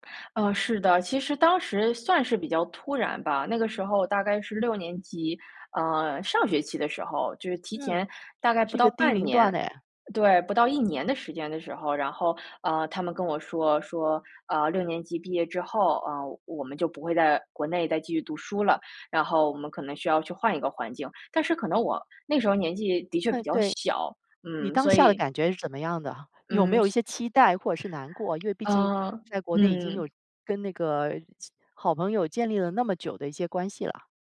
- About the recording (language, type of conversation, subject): Chinese, podcast, 你家里人对你的学历期望有多高？
- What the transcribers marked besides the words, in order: other background noise